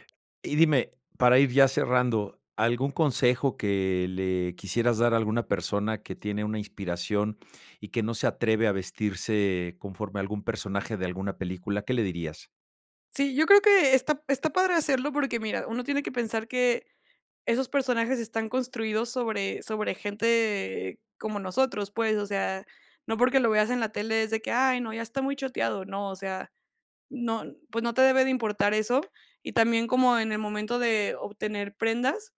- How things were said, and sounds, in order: none
- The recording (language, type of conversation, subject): Spanish, podcast, ¿Qué película o serie te inspira a la hora de vestirte?